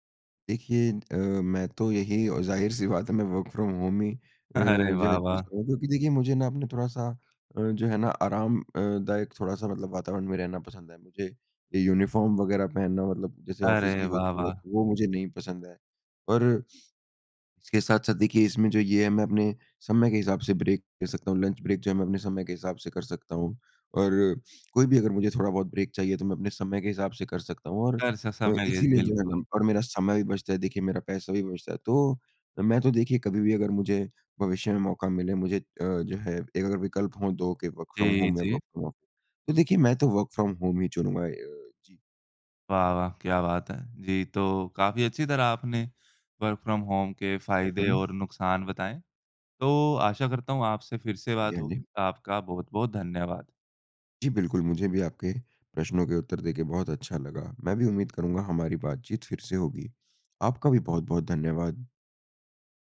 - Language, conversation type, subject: Hindi, podcast, वर्क‑फ्रॉम‑होम के सबसे बड़े फायदे और चुनौतियाँ क्या हैं?
- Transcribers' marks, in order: in English: "वर्क़ फ्रॉम होम"; chuckle; in English: "चूज़"; in English: "यूनिफ़ॉर्म"; in English: "ऑफ़िस"; in English: "ब्रेक"; in English: "लंच ब्रेक"; in English: "ब्रेक"; unintelligible speech; in English: "वर्क़ फ्रॉम होम"; in English: "वर्क़ फ्रॉम ऑफ"; in English: "वर्क़ फ्रॉम होम"; in English: "वर्क़ फ्रॉम होम"